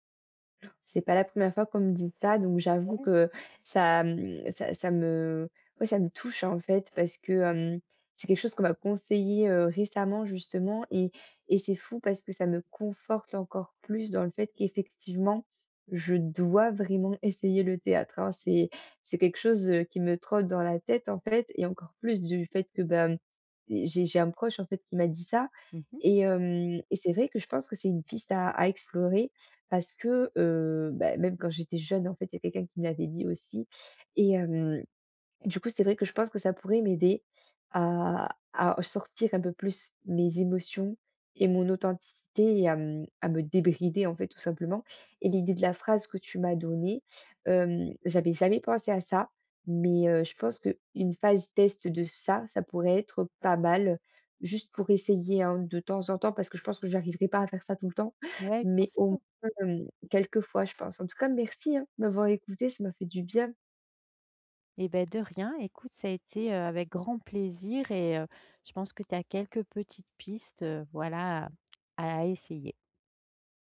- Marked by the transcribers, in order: stressed: "dois"
- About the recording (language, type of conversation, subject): French, advice, Comment puis-je être moi-même chaque jour sans avoir peur ?